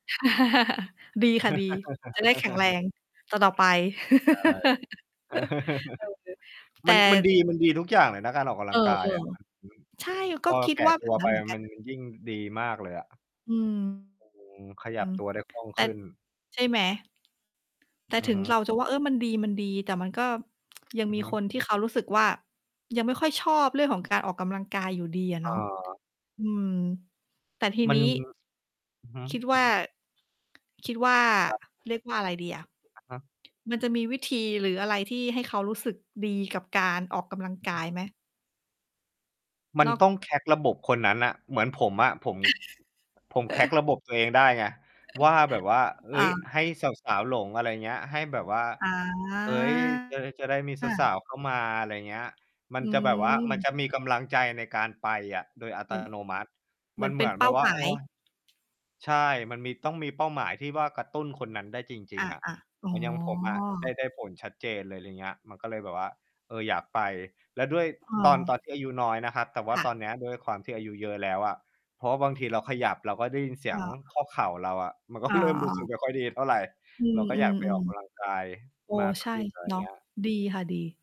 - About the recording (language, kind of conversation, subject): Thai, unstructured, การออกกำลังกายช่วยลดความเครียดได้อย่างไรบ้าง?
- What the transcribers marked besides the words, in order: chuckle; laugh; laugh; distorted speech; unintelligible speech; tapping; in English: "crack"; laugh; in English: "crack"; chuckle; drawn out: "อา"; laughing while speaking: "มันก็เริ่มรู้สึกไม่ค่อยดีเท่าไร"